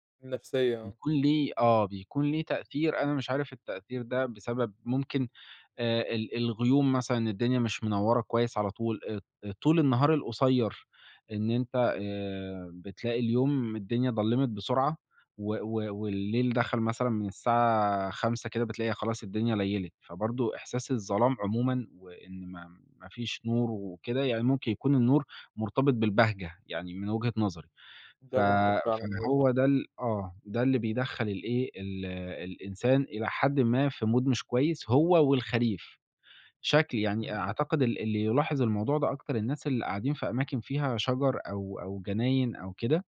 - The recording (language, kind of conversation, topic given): Arabic, podcast, إيه رأيك في تأثير المواسم على الصحة النفسية؟
- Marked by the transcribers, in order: in English: "mood"